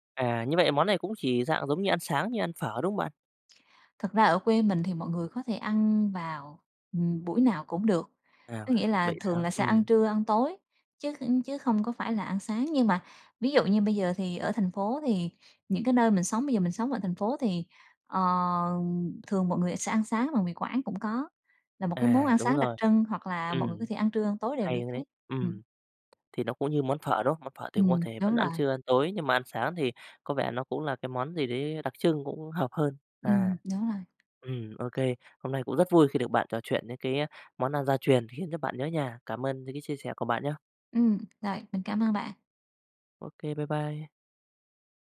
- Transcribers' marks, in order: tapping
- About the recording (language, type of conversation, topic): Vietnamese, podcast, Món ăn gia truyền nào khiến bạn nhớ nhà nhất?